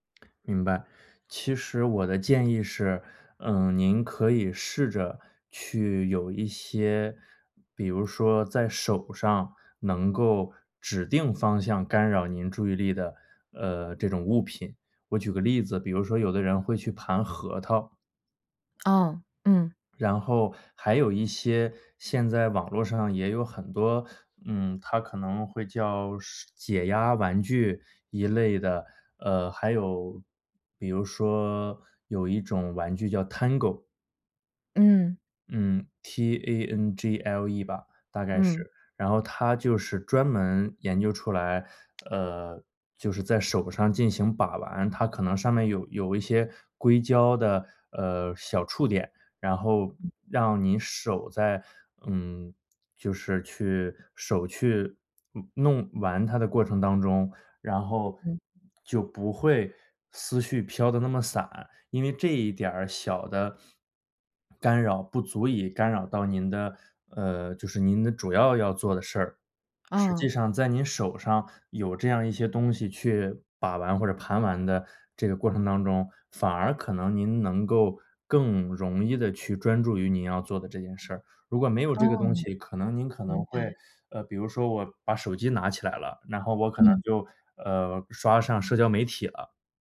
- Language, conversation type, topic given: Chinese, advice, 开会或学习时我经常走神，怎么才能更专注？
- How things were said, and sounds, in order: in English: "Tangle"; other background noise; sniff